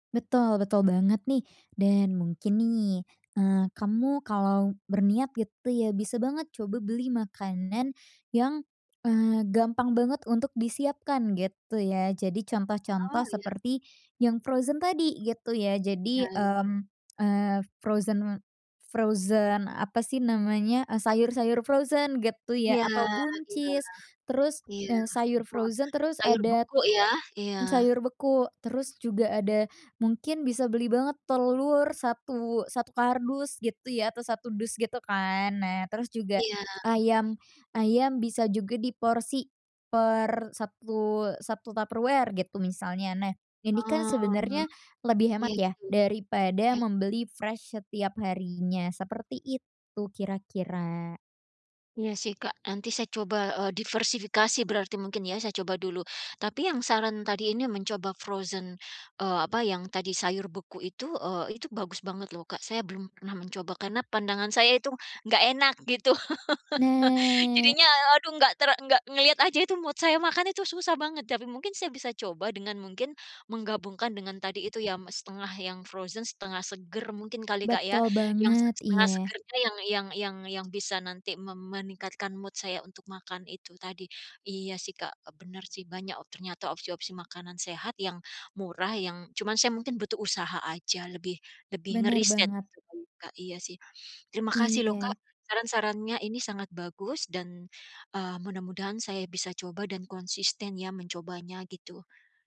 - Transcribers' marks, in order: in English: "frozen"; in English: "frozen, frozen"; in English: "frozen"; in English: "frozen"; in English: "fresh"; in English: "frozen"; laugh; in English: "mood"; tapping; in English: "frozen"; in English: "mood"
- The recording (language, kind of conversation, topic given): Indonesian, advice, Bagaimana saya bisa makan teratur jika anggaran makanan saya terbatas?